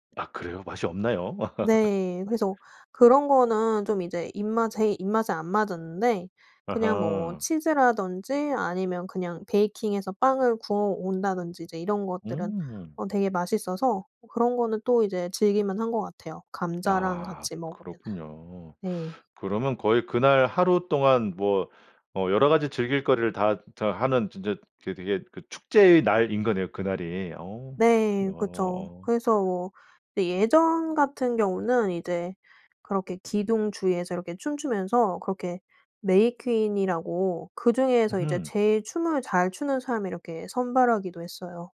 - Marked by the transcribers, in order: laugh
- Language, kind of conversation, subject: Korean, podcast, 고향에서 열리는 축제나 행사를 소개해 주실 수 있나요?